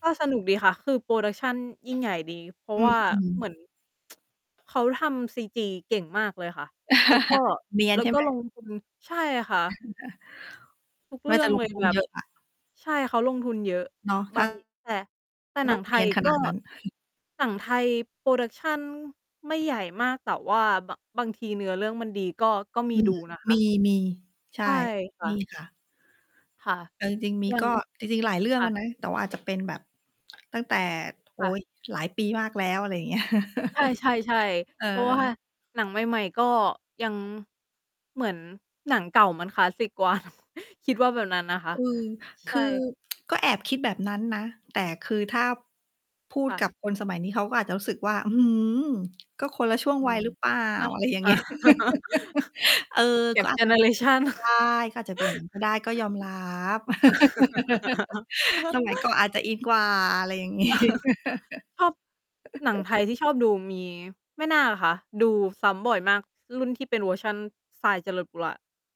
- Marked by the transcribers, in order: static; tapping; tsk; chuckle; chuckle; distorted speech; mechanical hum; chuckle; other background noise; laughing while speaking: "เงี้ย"; laughing while speaking: "นะ"; tsk; laughing while speaking: "อา"; chuckle; laughing while speaking: "เงี้ย"; laughing while speaking: "เจเนอเรชัน"; laugh; laugh; laugh; chuckle; laughing while speaking: "งี้"; laugh
- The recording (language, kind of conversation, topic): Thai, unstructured, ถ้าคุณต้องเลือกหนังสักเรื่องที่ดูซ้ำได้ คุณจะเลือกเรื่องอะไร?